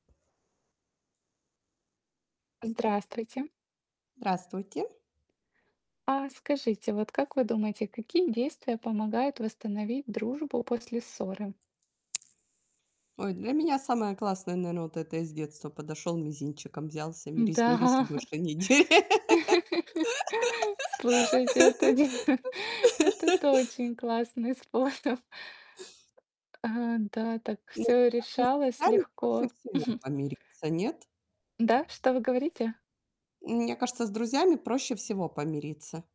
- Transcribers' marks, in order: tapping; laughing while speaking: "Н-да"; laugh; laughing while speaking: "дей"; laughing while speaking: "де"; laugh; laughing while speaking: "способ"; chuckle
- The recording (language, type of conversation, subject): Russian, unstructured, Какие действия помогают восстановить дружбу после ссоры?
- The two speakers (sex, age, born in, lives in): female, 35-39, Ukraine, Bulgaria; female, 45-49, Ukraine, Spain